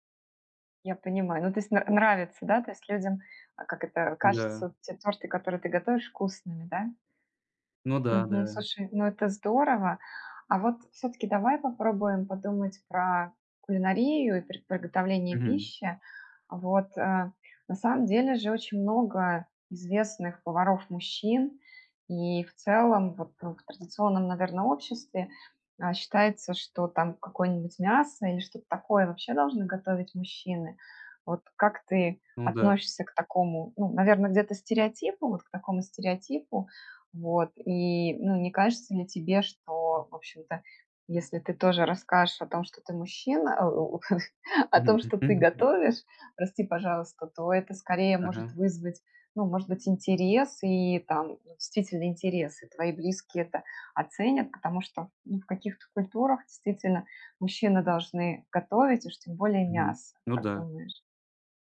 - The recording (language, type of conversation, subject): Russian, advice, Почему я скрываю своё хобби или увлечение от друзей и семьи?
- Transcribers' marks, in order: other background noise; chuckle; unintelligible speech; tapping